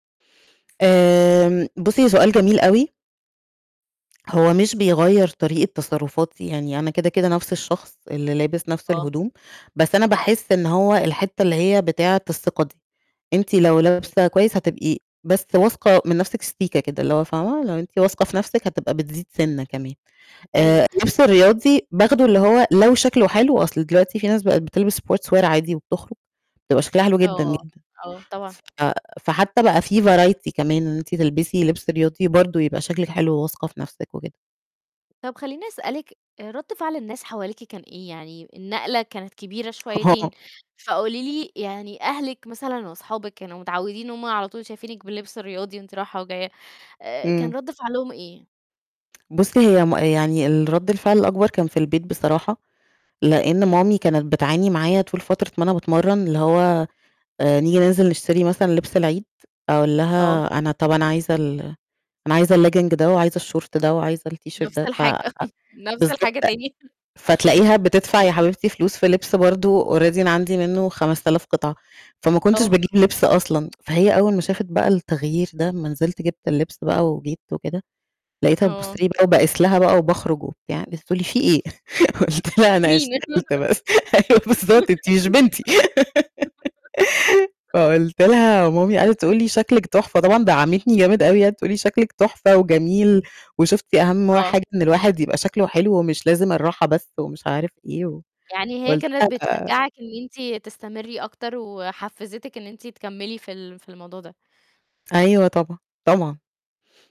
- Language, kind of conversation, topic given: Arabic, podcast, احكيلي عن أول مرة حسّيتي إن لبسك بيعبر عنك؟
- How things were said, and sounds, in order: tapping; other noise; distorted speech; in English: "sportswear"; other background noise; in English: "variety"; unintelligible speech; static; in English: "الlegging"; in English: "الt shirt"; laugh; in English: "already"; tsk; laughing while speaking: "قلت لها: أنا اشتغلت بس. أيوة بالضبط أنتِ مش بنتي"; giggle